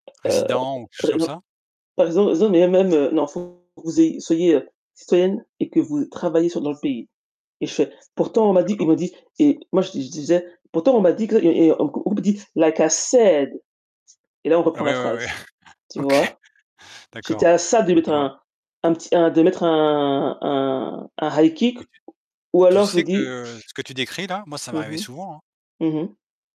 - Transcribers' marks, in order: unintelligible speech; mechanical hum; distorted speech; put-on voice: "Like I said"; chuckle; laughing while speaking: "OK"; in English: "high kick"; static; other background noise
- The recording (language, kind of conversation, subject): French, unstructured, Comment réagis-tu face à l’injustice dans ta vie quotidienne ?